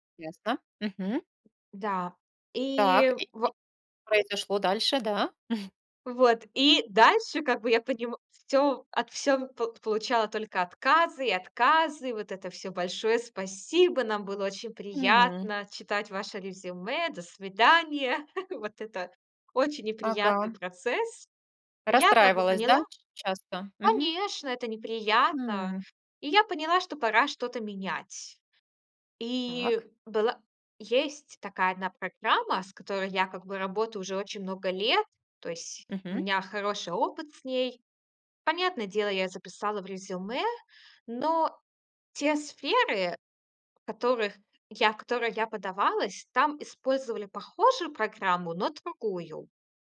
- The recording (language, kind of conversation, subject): Russian, podcast, Расскажи о случае, когда тебе пришлось заново учиться чему‑то?
- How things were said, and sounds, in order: tapping; chuckle; chuckle